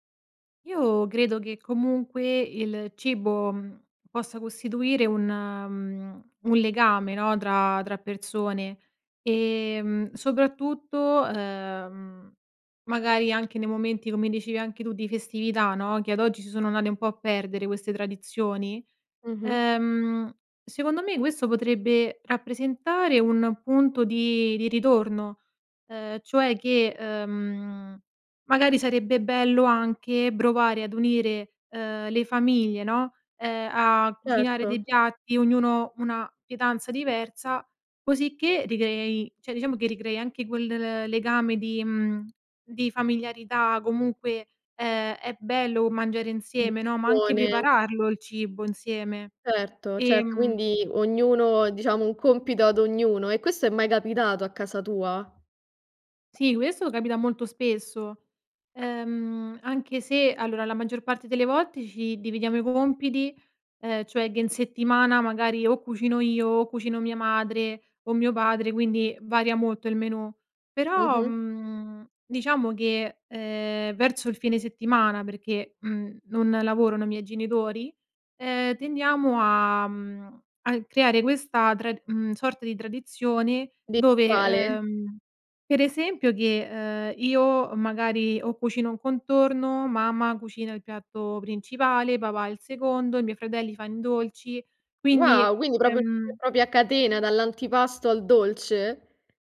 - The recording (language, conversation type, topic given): Italian, podcast, Quali sapori ti riportano subito alle cene di famiglia?
- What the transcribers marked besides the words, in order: other background noise; tapping; "provare" said as "brovare"; "ricrei" said as "ricreiei"; "cioè" said as "ceh"; alarm; "proprio" said as "propio"; unintelligible speech; "proprio" said as "propio"